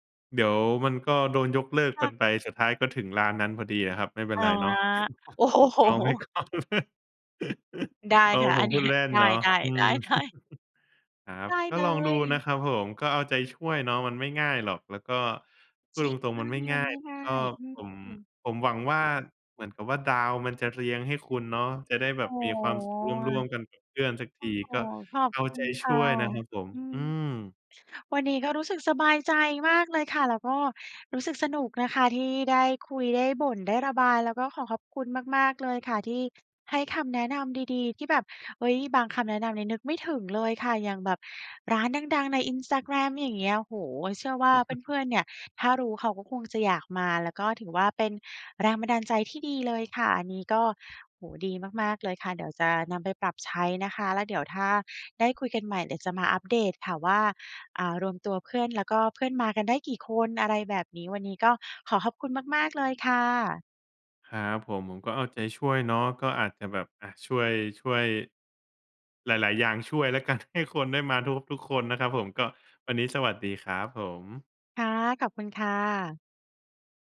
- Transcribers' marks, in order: laughing while speaking: "โอ้โฮ"; chuckle; laughing while speaking: "คล่อง"; laugh; laughing while speaking: "เนี้ย"; chuckle; laughing while speaking: "ได้"; other background noise; chuckle; tapping; laughing while speaking: "กัน"
- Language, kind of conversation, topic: Thai, advice, เพื่อนของฉันชอบยกเลิกนัดบ่อยจนฉันเริ่มเบื่อหน่าย ควรทำอย่างไรดี?